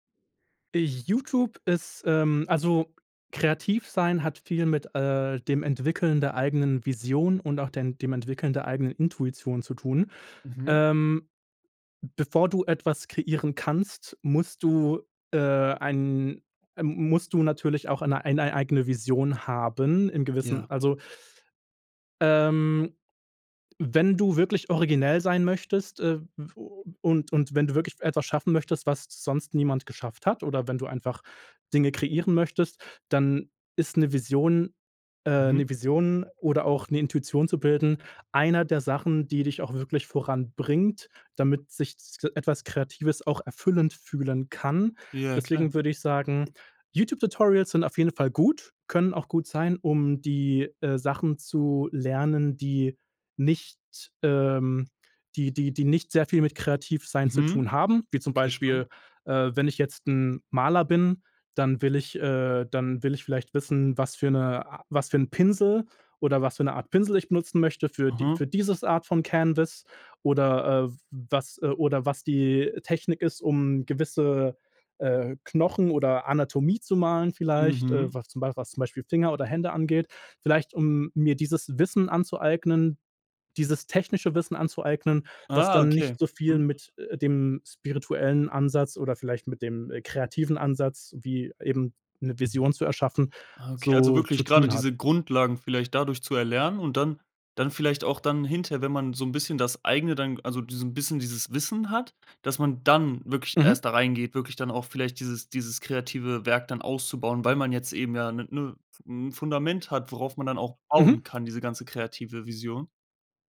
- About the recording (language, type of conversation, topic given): German, podcast, Was würdest du jungen Leuten raten, die kreativ wachsen wollen?
- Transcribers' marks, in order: background speech; stressed: "dann"